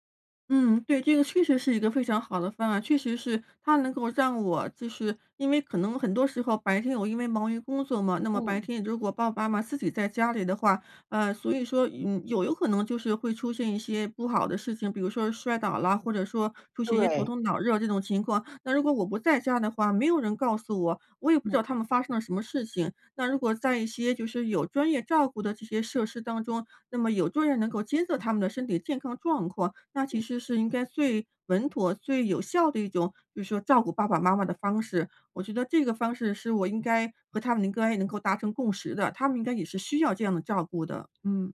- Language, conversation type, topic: Chinese, advice, 我该如何在工作与照顾年迈父母之间找到平衡？
- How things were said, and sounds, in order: "应该" said as "能该"